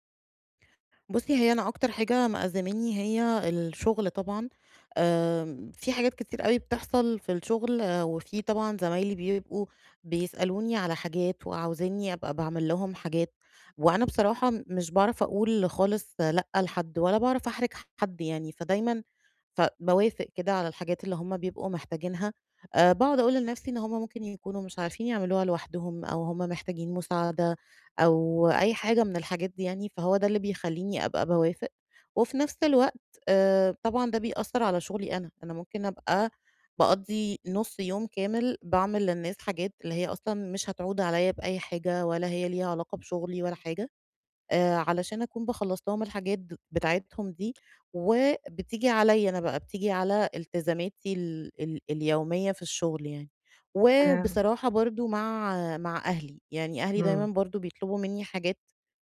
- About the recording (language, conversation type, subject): Arabic, advice, إزاي أتعامل مع زيادة الالتزامات عشان مش بعرف أقول لأ؟
- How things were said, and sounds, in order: tapping; unintelligible speech